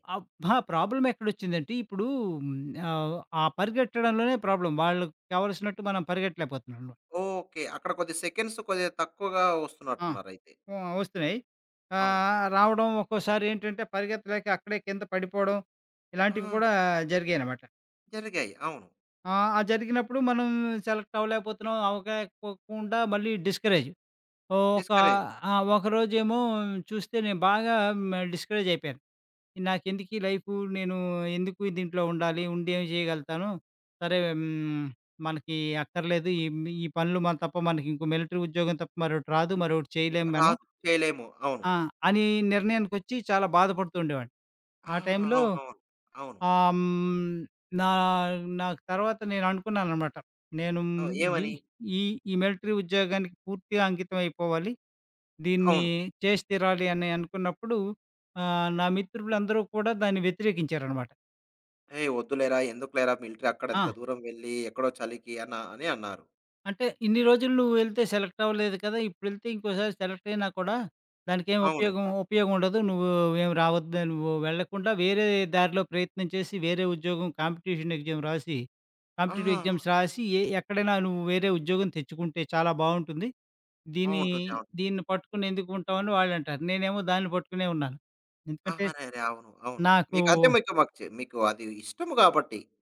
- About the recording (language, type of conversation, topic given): Telugu, podcast, కుటుంబ సభ్యులు మరియు స్నేహితుల స్పందనను మీరు ఎలా ఎదుర్కొంటారు?
- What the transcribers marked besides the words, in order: in English: "ప్రాబ్లమ్"; in English: "ప్రాబ్లమ్"; in English: "సెకన్స్"; other background noise; in English: "సెలెక్ట్"; in English: "డిస్కరేజ్"; in English: "డిస్కరేజ్"; in English: "డిస్కరేజ్"; in English: "మిలిటరీ"; in English: "మిలిటరీ"; in English: "కాంపిటీషన్ ఎగ్జామ్"; in English: "కాంపిటిటివ్ ఎగ్జామ్స్"